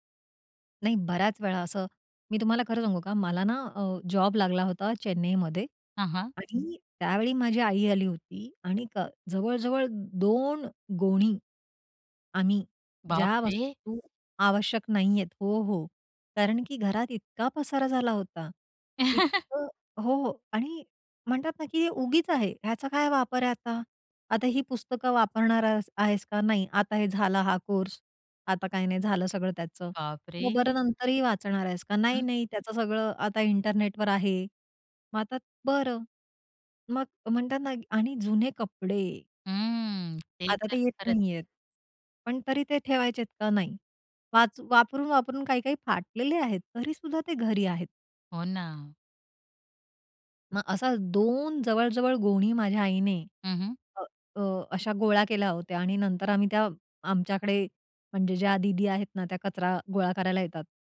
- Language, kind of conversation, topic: Marathi, podcast, अनावश्यक वस्तू कमी करण्यासाठी तुमचा उपाय काय आहे?
- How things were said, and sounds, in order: surprised: "बाप रे!"; laugh; drawn out: "हं"